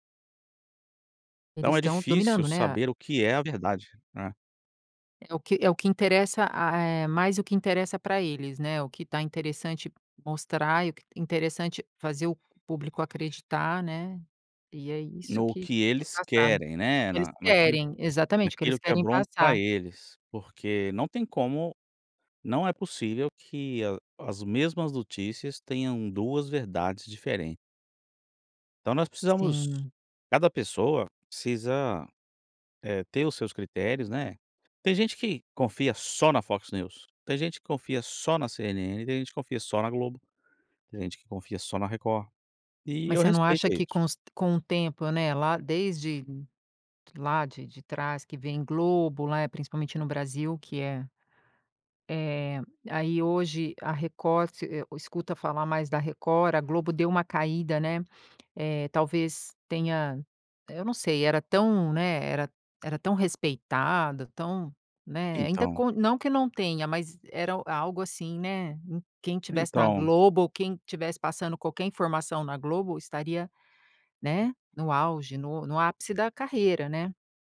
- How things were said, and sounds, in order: none
- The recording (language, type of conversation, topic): Portuguese, podcast, O que faz um conteúdo ser confiável hoje?